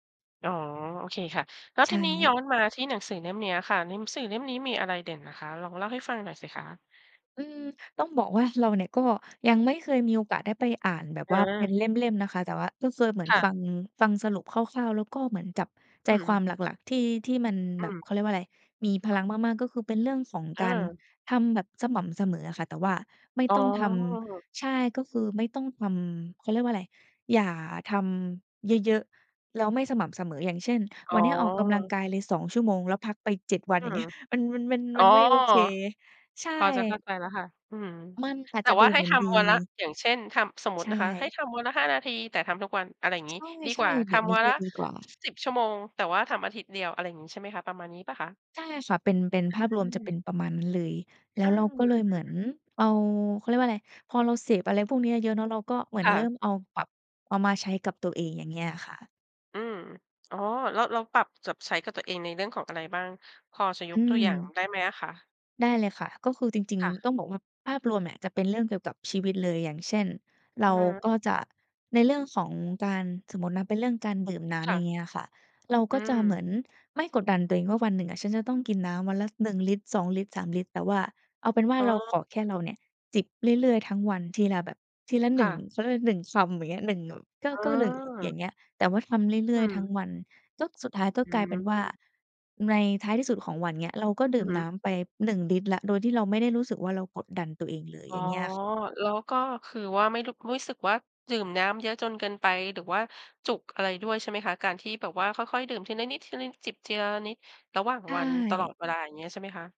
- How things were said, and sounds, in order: tapping; other background noise
- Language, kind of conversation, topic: Thai, podcast, การเปลี่ยนพฤติกรรมเล็กๆ ของคนมีผลจริงไหม?